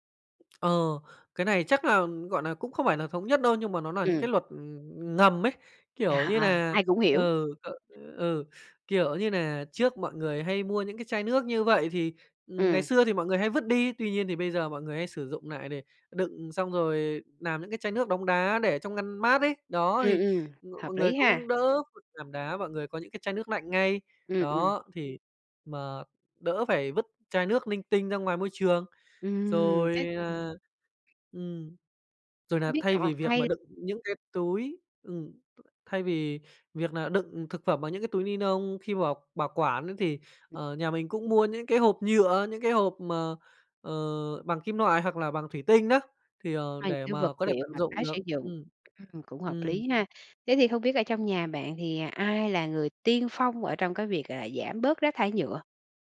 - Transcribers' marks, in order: laughing while speaking: "À"; "làm" said as "nàm"; tapping; unintelligible speech; other background noise; "loại" said as "noại"
- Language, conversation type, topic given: Vietnamese, podcast, Bạn thường làm gì để giảm rác thải nhựa trong gia đình?